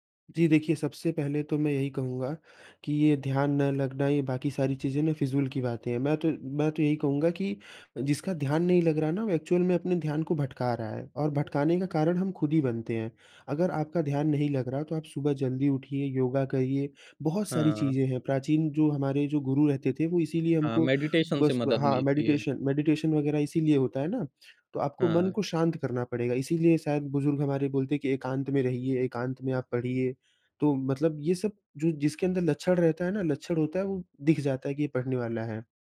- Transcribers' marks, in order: in English: "एक्चुअल"; in English: "मेडिटेशन"; in English: "मेडिटेशन मेडिटेशन"
- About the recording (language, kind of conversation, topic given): Hindi, podcast, पढ़ाई में समय का सही इस्तेमाल कैसे किया जाए?